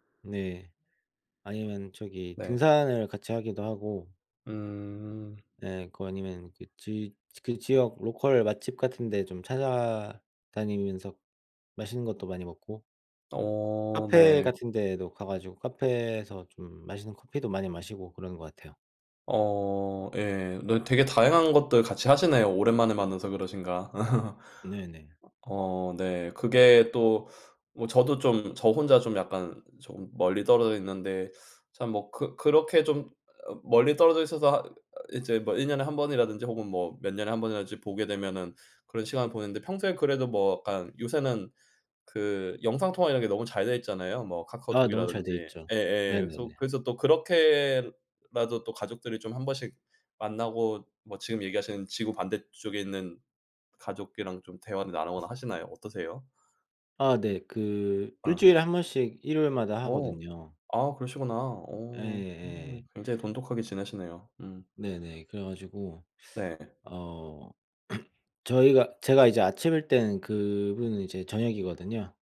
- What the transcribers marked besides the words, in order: laugh; throat clearing
- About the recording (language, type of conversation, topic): Korean, unstructured, 가족과 시간을 보내는 가장 좋은 방법은 무엇인가요?